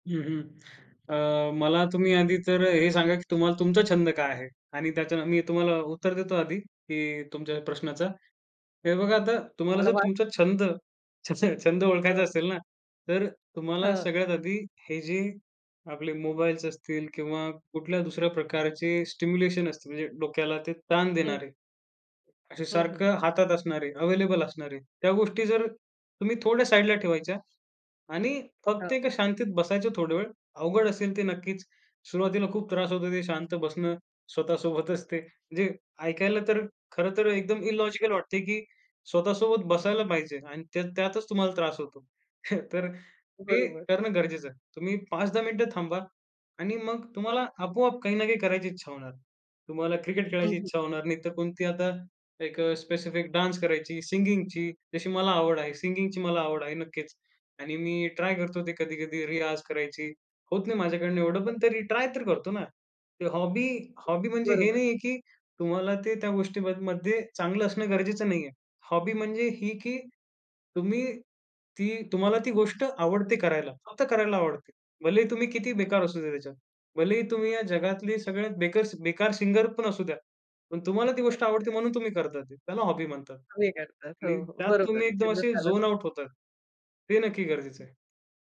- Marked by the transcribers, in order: in English: "स्टिम्युलेशन"; laughing while speaking: "स्वतःसोबतच ते"; in English: "इलॉजिकल"; chuckle; tapping; in English: "डान्स"; in English: "सिंगिंगची"; in English: "सिंगिंगची"; in English: "हॉबी हॉबी"; in English: "हॉबी"; in English: "सिंगर"; sneeze; in English: "हॉबी"; unintelligible speech; in English: "झोन आउट"; other background noise
- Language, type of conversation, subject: Marathi, podcast, तुम्हाला कोणत्या छंदात सहजपणे तल्लीन होता येते?